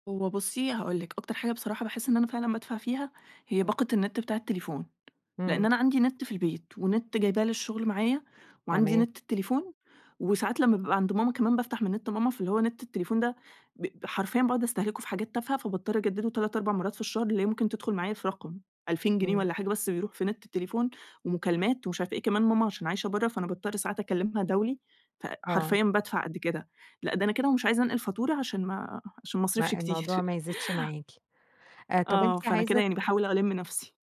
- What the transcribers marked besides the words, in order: laughing while speaking: "كتير"
- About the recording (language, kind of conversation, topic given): Arabic, advice, إزاي أقدر أتابع مصروفاتي وأعرف فلوسي بتروح فين؟